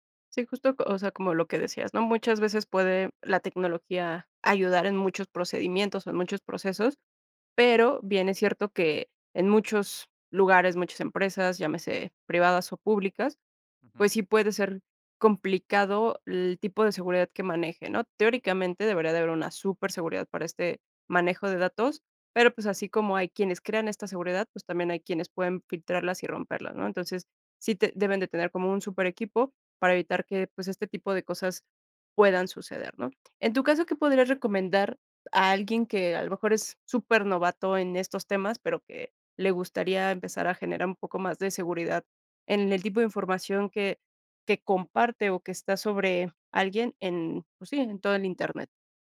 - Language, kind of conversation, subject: Spanish, podcast, ¿Qué te preocupa más de tu privacidad con tanta tecnología alrededor?
- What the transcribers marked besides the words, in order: none